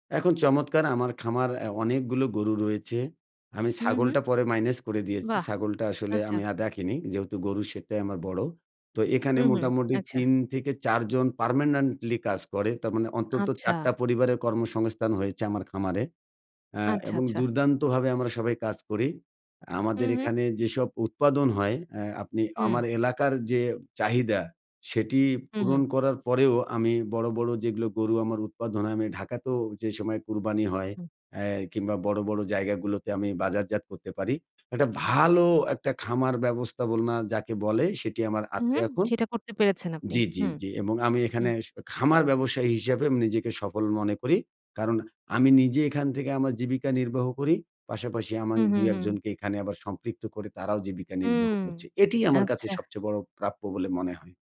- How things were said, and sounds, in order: "পার্মানেন্টলি" said as "পার্মানান্টলি"; tapping
- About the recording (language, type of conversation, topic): Bengali, podcast, ব্যর্থ হলে তুমি কীভাবে আবার ঘুরে দাঁড়াও?